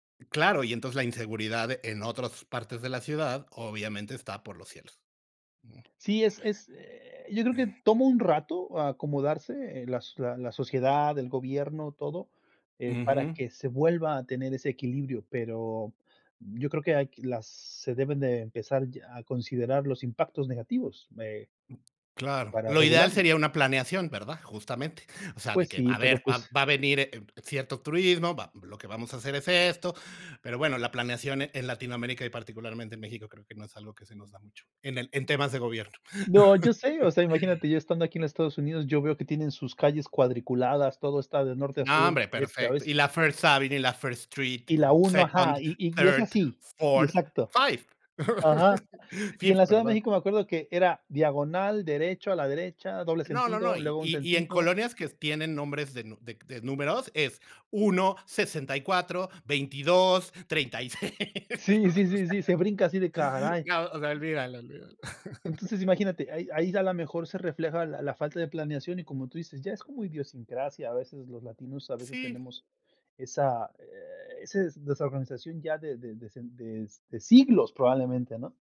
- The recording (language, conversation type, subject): Spanish, unstructured, ¿Piensas que el turismo masivo destruye la esencia de los lugares?
- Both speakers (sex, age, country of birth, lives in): male, 40-44, Mexico, United States; male, 45-49, Mexico, Mexico
- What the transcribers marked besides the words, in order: tapping; laugh; in English: "second, thirth, fourth, five, fifth"; laugh; laughing while speaking: "No, o sea, olvídalo, olvídalo"